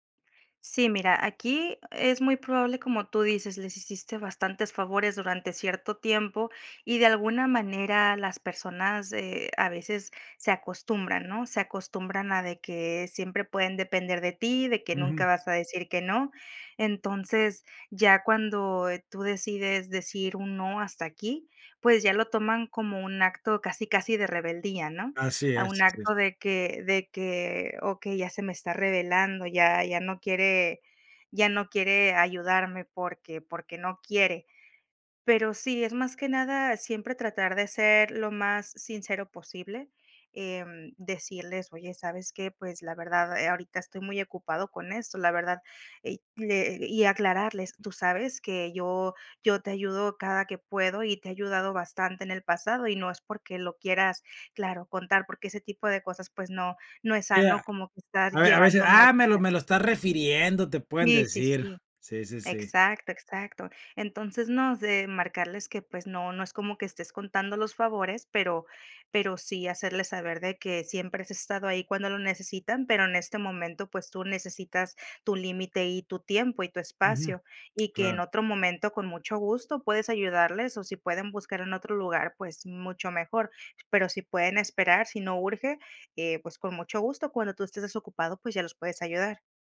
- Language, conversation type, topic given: Spanish, advice, ¿En qué situaciones te cuesta decir "no" y poner límites personales?
- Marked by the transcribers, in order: unintelligible speech; other noise